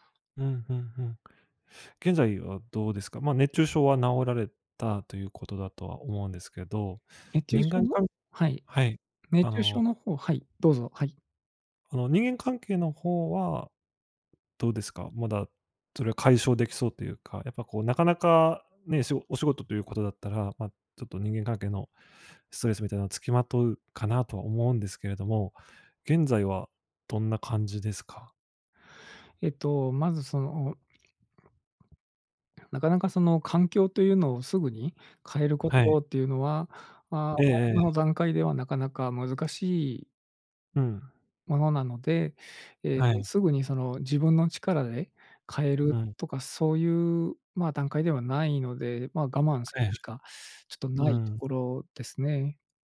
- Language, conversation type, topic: Japanese, advice, 夜なかなか寝つけず毎晩寝不足で困っていますが、どうすれば改善できますか？
- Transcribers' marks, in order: other noise